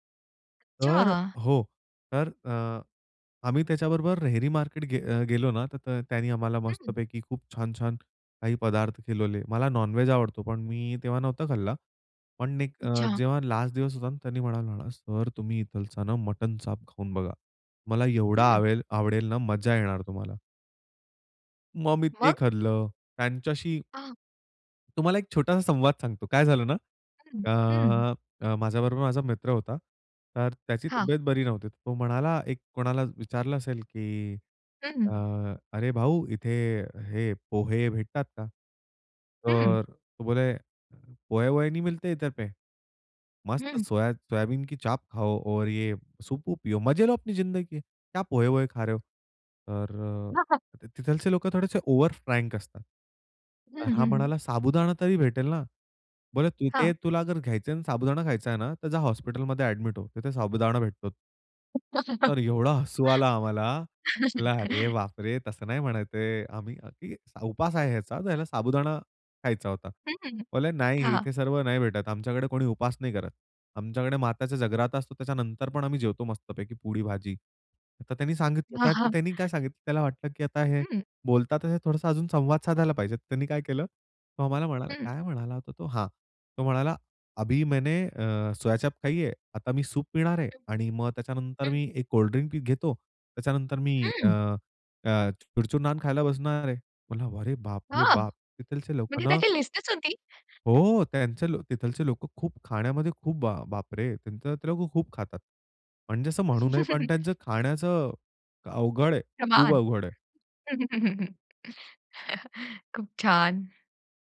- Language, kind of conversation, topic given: Marathi, podcast, तुझ्या प्रदेशातील लोकांशी संवाद साधताना तुला कोणी काय शिकवलं?
- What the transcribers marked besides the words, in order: in English: "नॉन-व्हेज"; in English: "लास्ट"; in English: "मटन"; anticipating: "तुम्हाला एक छोटासा संवाद सांगतो. काय झालं ना"; in Hindi: "पोहा-वोहे नहीं मिलते इतर पे! … खा रहे हो?"; in English: "फ्रैंक"; tapping; unintelligible speech; chuckle; in Hindi: "अभी मैंने अ, सोया-चाप खाई है"; chuckle; chuckle; chuckle